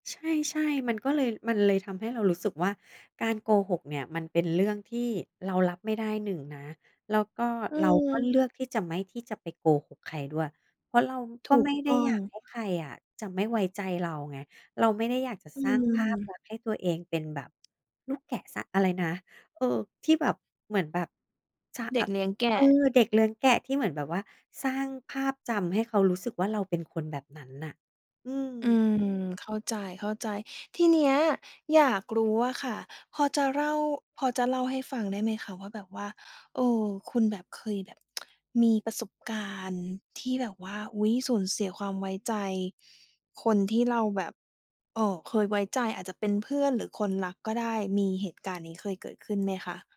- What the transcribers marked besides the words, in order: other background noise; tapping; tsk
- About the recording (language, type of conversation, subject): Thai, podcast, อะไรทำให้คนเราสูญเสียความไว้ใจกันเร็วที่สุด?